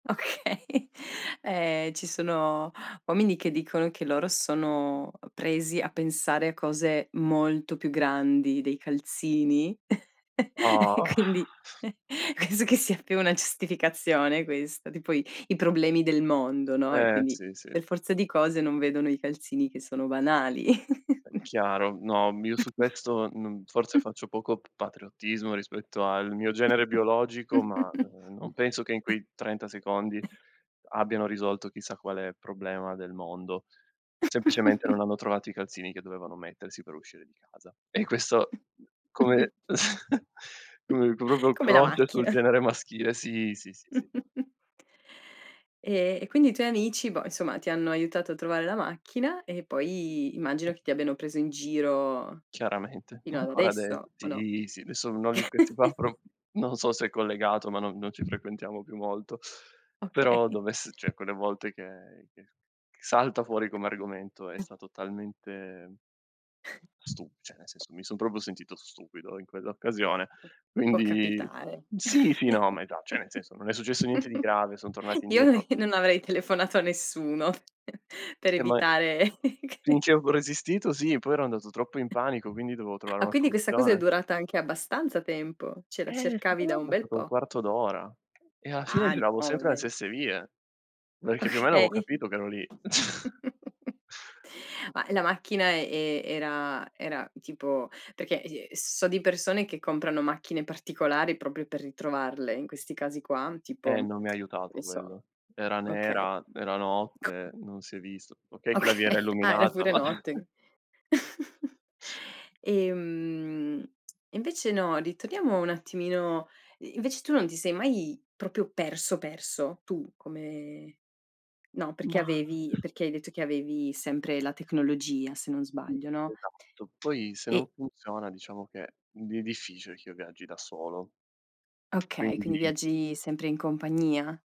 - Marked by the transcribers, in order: laughing while speaking: "Okay"; chuckle; laughing while speaking: "e quindi penso che sia più una giustificazione"; chuckle; other noise; other background noise; tapping; chuckle; chuckle; chuckle; chuckle; chuckle; chuckle; unintelligible speech; "proprio" said as "propio"; laughing while speaking: "macchina"; chuckle; chuckle; laughing while speaking: "Okay"; "cioè" said as "ceh"; "cioè" said as "ceh"; chuckle; "proprio" said as "propio"; "cioè" said as "ceh"; chuckle; laughing while speaking: "Io non avrei telefonato a nessuno"; chuckle; laughing while speaking: "che"; "cioè" said as "ceh"; laughing while speaking: "Okay"; chuckle; tongue click; laughing while speaking: "Oka"; laughing while speaking: "ma"; chuckle; drawn out: "mhmm"; "proprio" said as "propio"
- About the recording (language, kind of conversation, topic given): Italian, podcast, Cosa impari quando ti perdi in una città nuova?